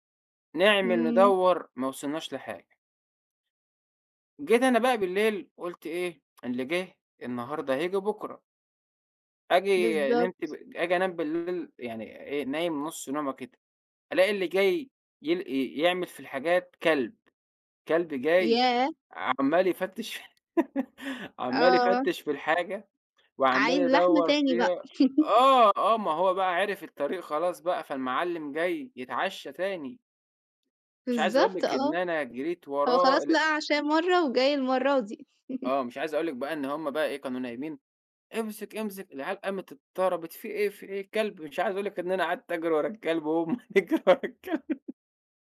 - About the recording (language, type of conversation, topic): Arabic, podcast, إزاي بتجهّز لطلعة تخييم؟
- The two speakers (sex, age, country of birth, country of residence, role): female, 25-29, Egypt, Italy, host; male, 25-29, Egypt, Egypt, guest
- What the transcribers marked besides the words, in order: tsk; laugh; tapping; chuckle; laugh; laughing while speaking: "بيجروا ورا الكلب"